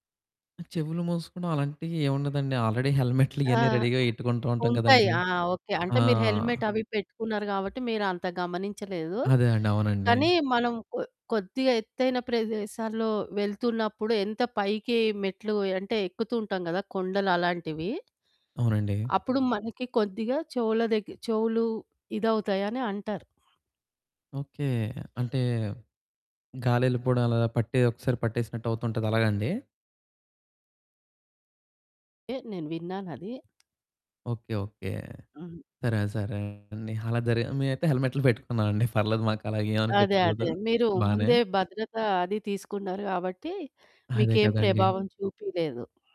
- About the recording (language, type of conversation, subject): Telugu, podcast, ప్రయాణంలో దారి తప్పిపోయినప్పుడు మీరు ముందుగా ఏం చేశారు?
- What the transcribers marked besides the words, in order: other background noise; in English: "ఆల్రెడీ"; laughing while speaking: "ఇయన్నీ"; in English: "రెడీగా"; in English: "హెల్మెట్"; distorted speech; laughing while speaking: "పెట్టుకున్నావండి. పర్లేదు మాకలాగేవనిపిచ్చలేదు"